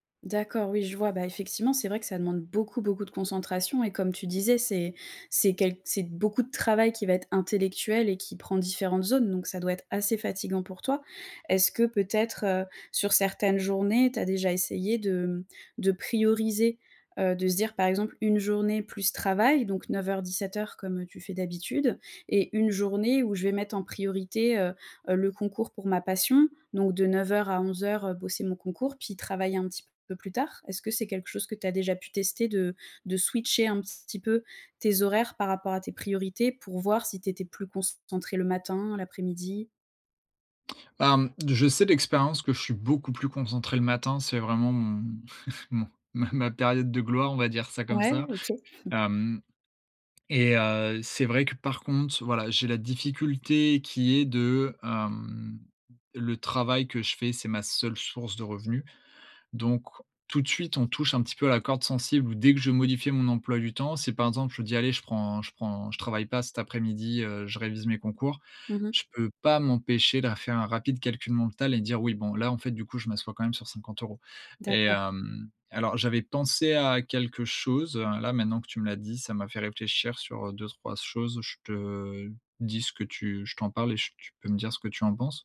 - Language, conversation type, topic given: French, advice, Comment garder une routine productive quand je perds ma concentration chaque jour ?
- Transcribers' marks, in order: stressed: "travail"; other background noise; stressed: "beaucoup"; chuckle; laughing while speaking: "mon ma"; chuckle